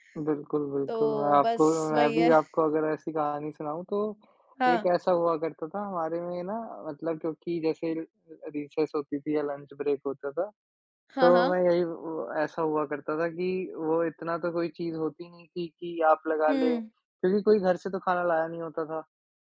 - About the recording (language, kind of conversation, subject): Hindi, unstructured, बचपन के दोस्तों के साथ बिताया आपका सबसे मजेदार पल कौन-सा था?
- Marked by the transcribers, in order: in English: "रिसेस"; in English: "लंच ब्रेक"